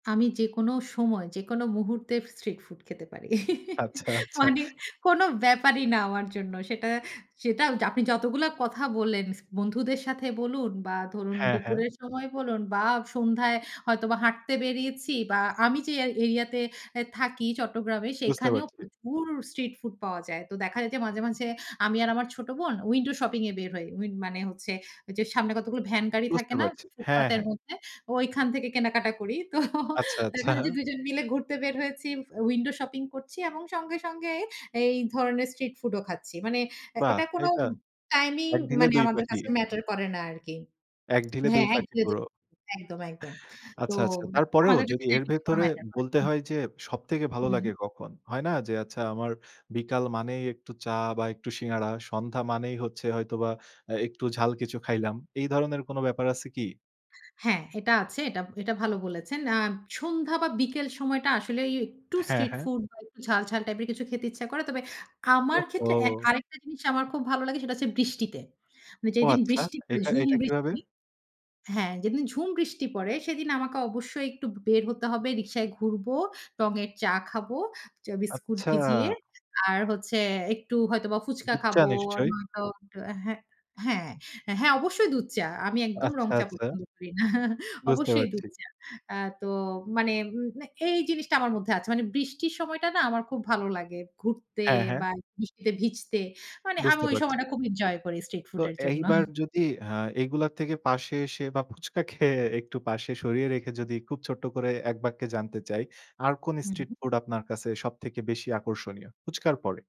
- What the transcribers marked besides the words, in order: chuckle; laughing while speaking: "তো"; laughing while speaking: "আচ্ছা"; tapping; chuckle
- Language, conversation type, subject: Bengali, podcast, রাস্তাঘাটের খাবার খেলে আপনি কী ধরনের আনন্দ পান?